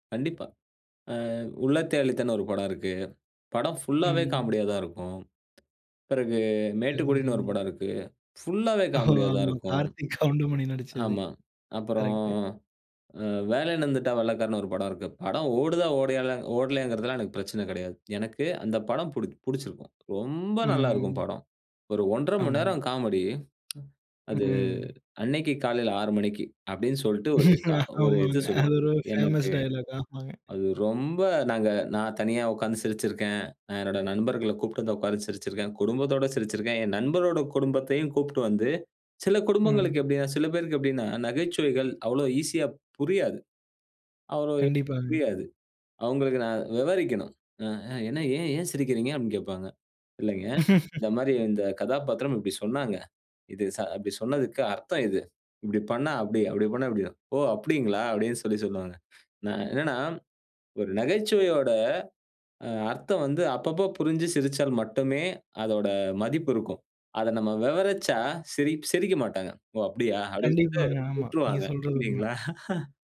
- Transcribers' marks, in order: other noise; unintelligible speech; drawn out: "அப்புறம்"; chuckle; other background noise; laughing while speaking: "ஆமாங்க. அது ஒரு ஃபேமஸ் டயலாக் ஆமாங்க"; in English: "ஃபேமஸ் டயலாக்"; unintelligible speech; laugh; laugh
- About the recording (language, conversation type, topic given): Tamil, podcast, ஓய்வெடுக்க நீங்கள் எந்த வகை திரைப்படங்களைப் பார்ப்பீர்கள்?